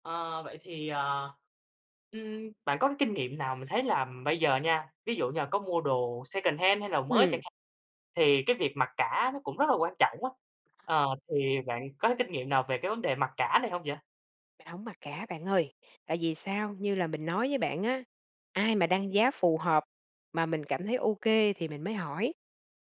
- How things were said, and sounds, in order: in English: "secondhand"; other background noise
- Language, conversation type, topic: Vietnamese, podcast, Bạn có thể kể về một món đồ đã qua sử dụng khiến bạn nhớ mãi không?